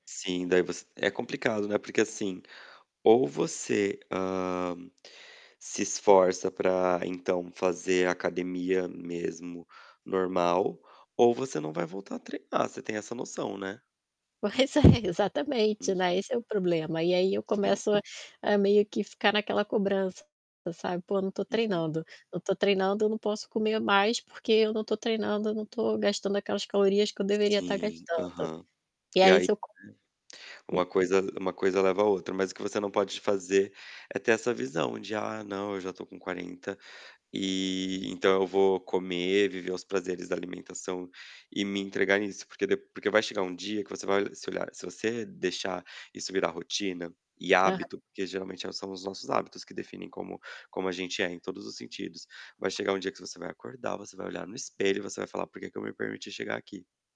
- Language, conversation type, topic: Portuguese, advice, Como posso lidar com a preocupação de comparar meu corpo com o de outras pessoas na academia?
- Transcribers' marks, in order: tapping; distorted speech; other background noise